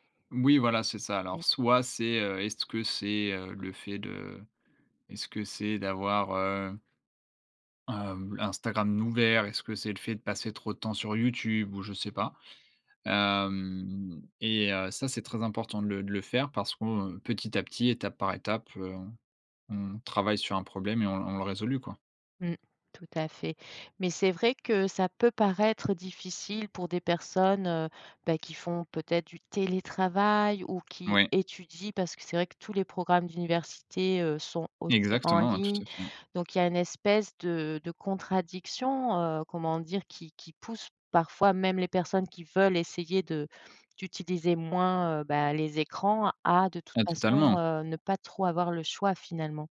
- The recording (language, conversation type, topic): French, podcast, Comment te déconnectes-tu des écrans avant de dormir ?
- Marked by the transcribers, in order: drawn out: "Hem"; tapping; stressed: "parfois"